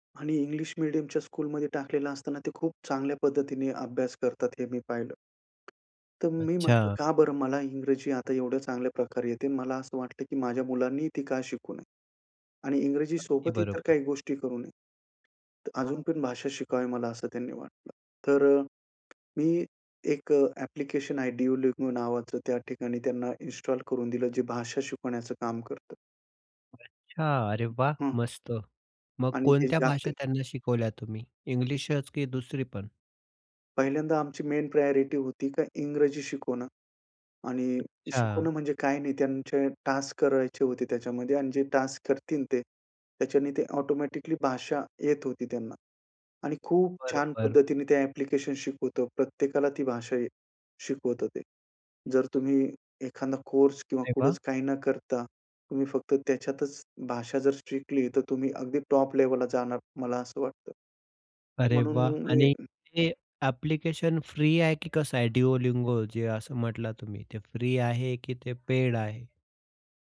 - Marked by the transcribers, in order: tapping; other background noise; unintelligible speech; in English: "मेन प्रायोरिटी"; in English: "टास्क"; in English: "टास्क"; in English: "टॉप"
- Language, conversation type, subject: Marathi, podcast, तुमच्या कुटुंबात भाषेचा बदल कसा घडला आणि तो अनुभव कसा होता?